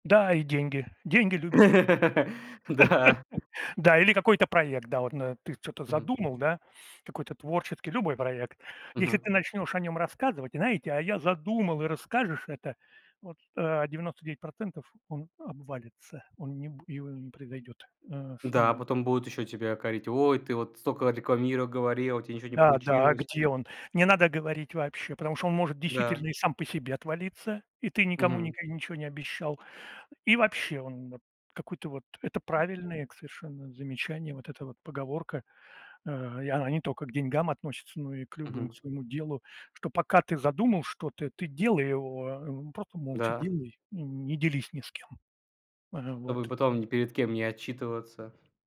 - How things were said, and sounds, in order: laugh; other noise; chuckle; tapping; other background noise
- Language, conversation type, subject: Russian, unstructured, Как вы учитесь на своих ошибках?